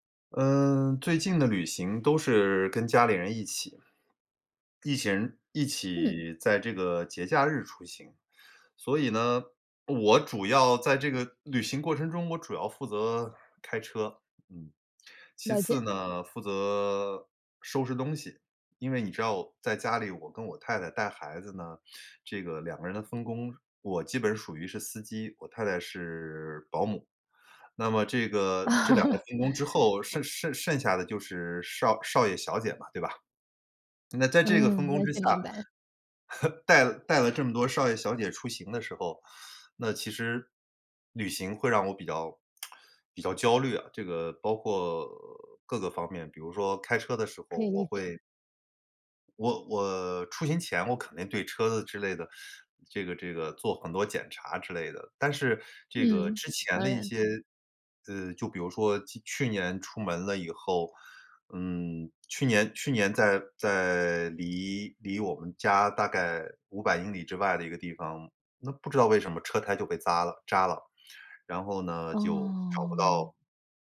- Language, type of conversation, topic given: Chinese, advice, 旅行时如何减少焦虑和压力？
- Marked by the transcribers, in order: laugh; other background noise; laugh; lip smack